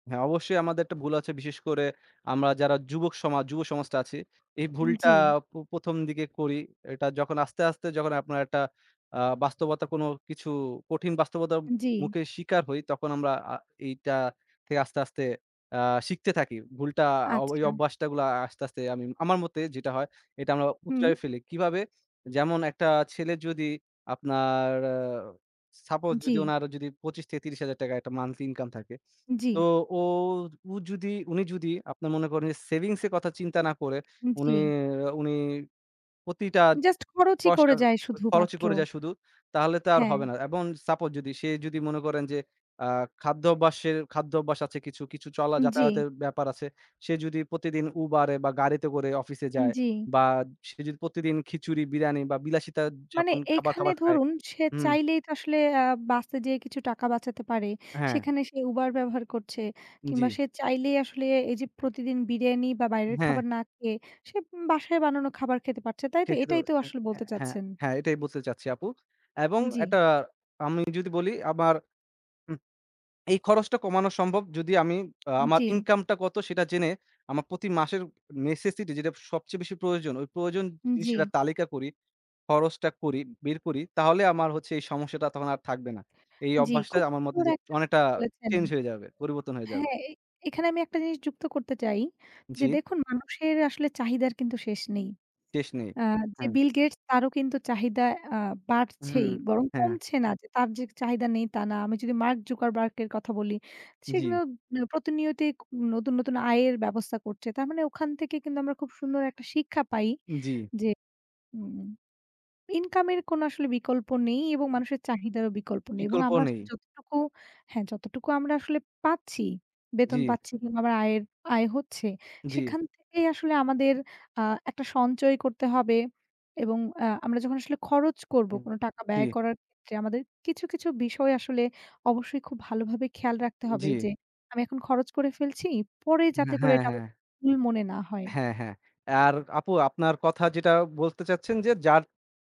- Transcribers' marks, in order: in English: "suppose"; in English: "monthly income"; in English: "suppose"; in English: "necessity"
- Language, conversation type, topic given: Bengali, unstructured, টাকা খরচ করার সময় আপনার মতে সবচেয়ে বড় ভুল কী?